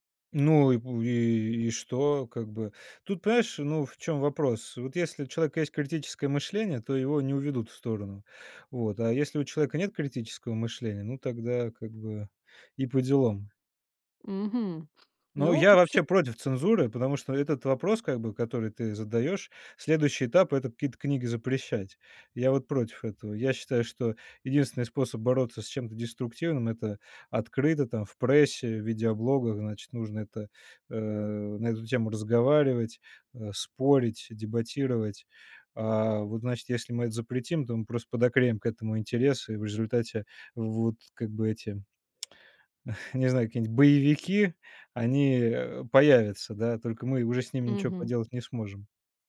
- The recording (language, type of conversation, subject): Russian, podcast, Как книги влияют на наше восприятие жизни?
- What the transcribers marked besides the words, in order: other background noise; tapping; tongue click; chuckle